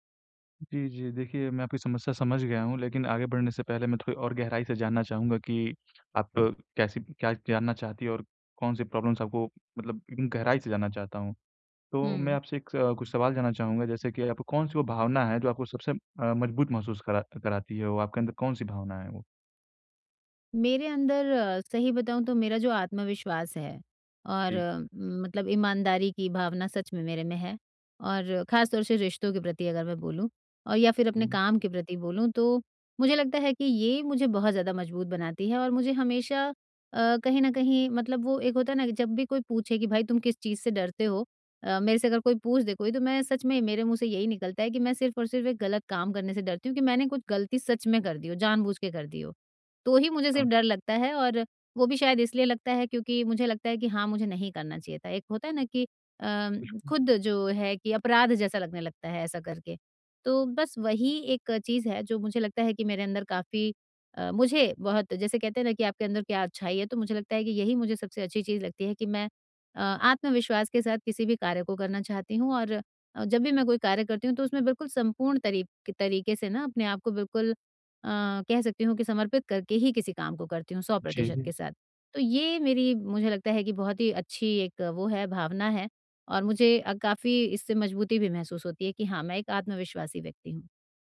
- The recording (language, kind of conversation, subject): Hindi, advice, कला के ज़रिए मैं अपनी भावनाओं को कैसे समझ और व्यक्त कर सकता/सकती हूँ?
- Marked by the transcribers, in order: tapping; in English: "प्रॉब्लेम्स"; other background noise